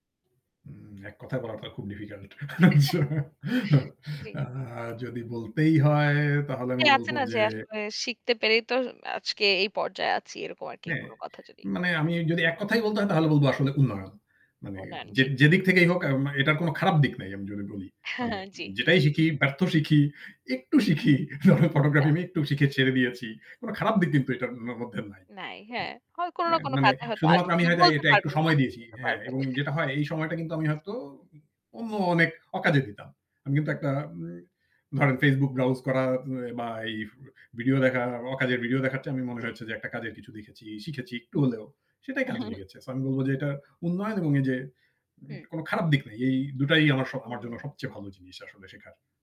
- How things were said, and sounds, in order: static; giggle; laugh; distorted speech; giggle; tapping; laughing while speaking: "একটু শিখি যেমন আমি ফটোগ্রাফি … এটার ম মধ্যে"; unintelligible speech; scoff; giggle
- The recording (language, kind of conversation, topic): Bengali, podcast, তুমি শেখার আনন্দ কোথায় খুঁজে পাও?